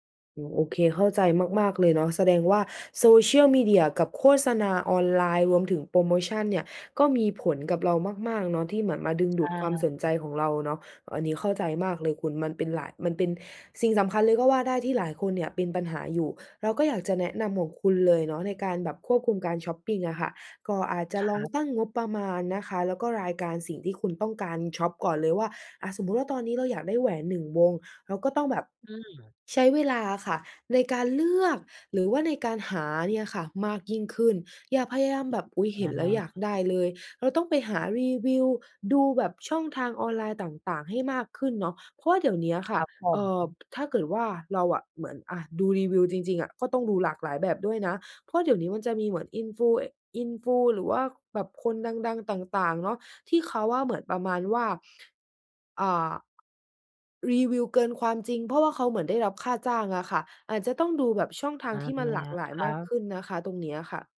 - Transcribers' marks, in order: other background noise; tapping
- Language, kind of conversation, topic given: Thai, advice, จะควบคุมการช็อปปิ้งอย่างไรไม่ให้ใช้เงินเกินความจำเป็น?